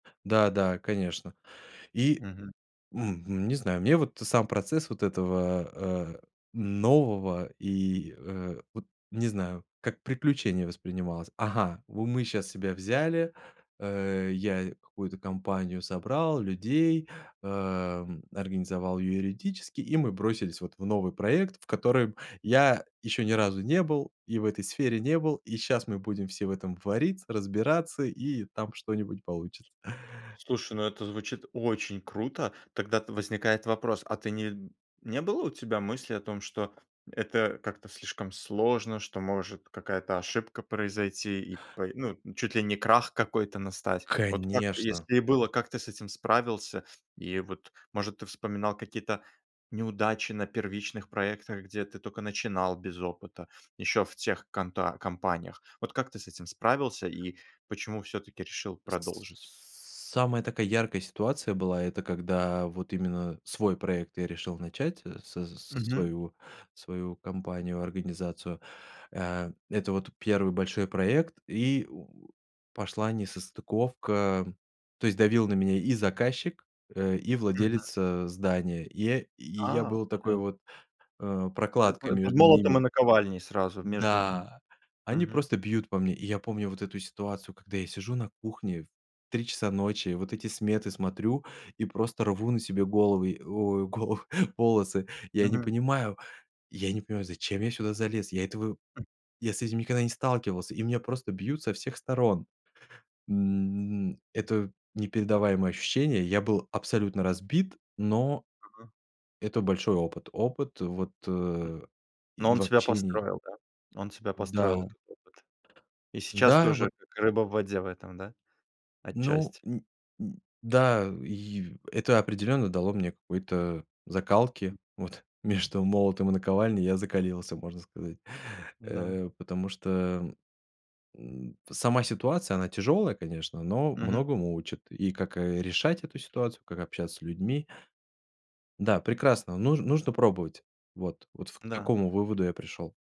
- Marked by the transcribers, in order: other background noise; tapping
- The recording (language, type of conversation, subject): Russian, podcast, Как перестать бояться начинать всё заново?